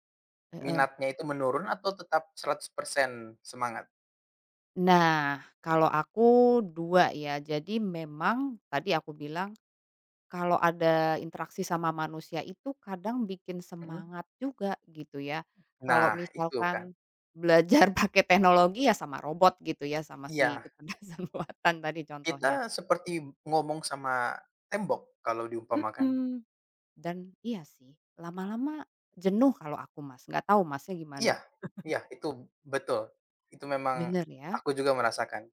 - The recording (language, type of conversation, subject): Indonesian, unstructured, Bagaimana teknologi memengaruhi cara kita belajar saat ini?
- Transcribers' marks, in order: other background noise; chuckle; laughing while speaking: "kecerdasan buatan"; chuckle